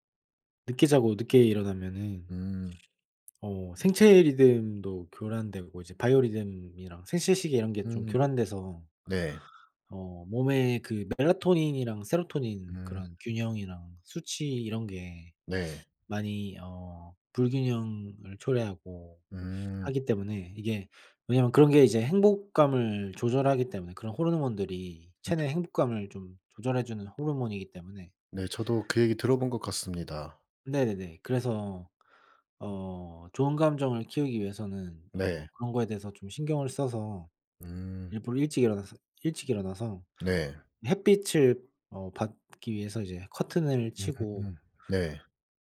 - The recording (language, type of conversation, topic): Korean, unstructured, 좋은 감정을 키우기 위해 매일 실천하는 작은 습관이 있으신가요?
- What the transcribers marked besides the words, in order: other background noise; tapping